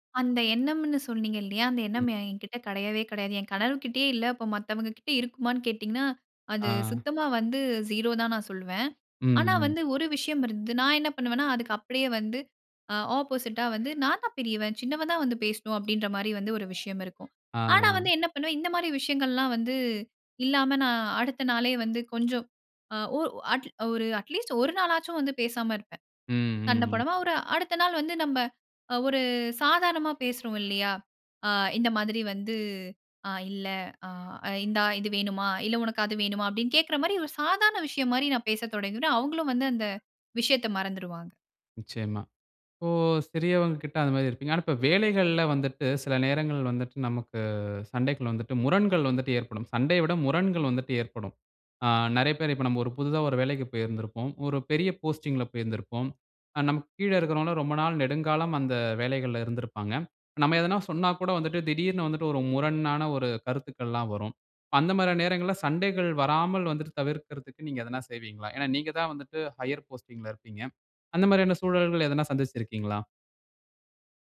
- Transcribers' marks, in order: in English: "அட்லீஸ்ட்"; in English: "போஸ்டிங்"; in English: "ஹையர் போஸ்டிங்"
- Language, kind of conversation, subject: Tamil, podcast, தீவிரமான சண்டைக்குப் பிறகு உரையாடலை எப்படி தொடங்குவீர்கள்?